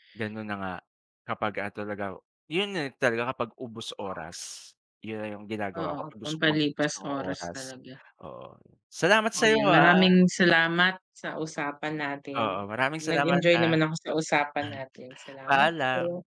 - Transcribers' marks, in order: dog barking
- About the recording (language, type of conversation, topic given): Filipino, unstructured, Ano ang ideya mo ng perpektong araw na walang pasok?